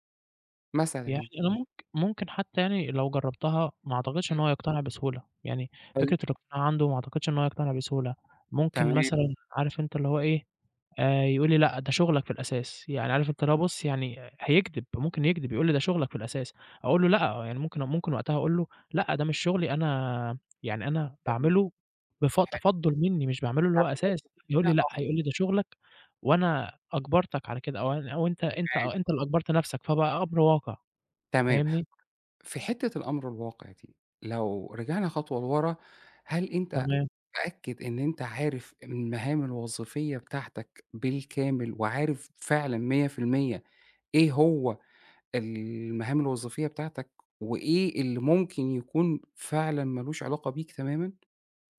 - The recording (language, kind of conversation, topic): Arabic, advice, إزاي أقدر أقول لا لزمايلي من غير ما أحس بالذنب؟
- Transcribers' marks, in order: other background noise; tapping; unintelligible speech